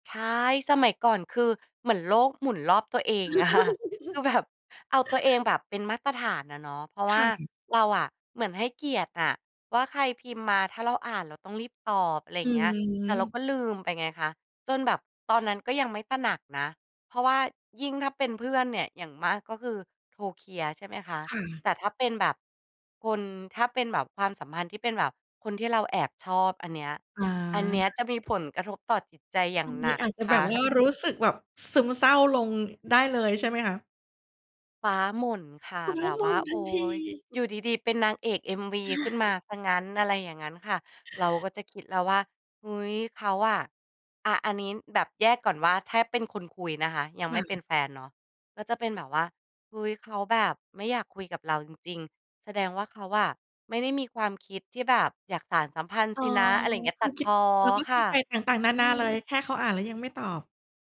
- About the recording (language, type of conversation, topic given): Thai, podcast, คุณรู้สึกยังไงกับคนที่อ่านแล้วไม่ตอบ?
- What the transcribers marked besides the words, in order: laughing while speaking: "อะค่ะ"; laugh; chuckle; put-on voice: "ฟ้าหม่นทันที"; chuckle; other background noise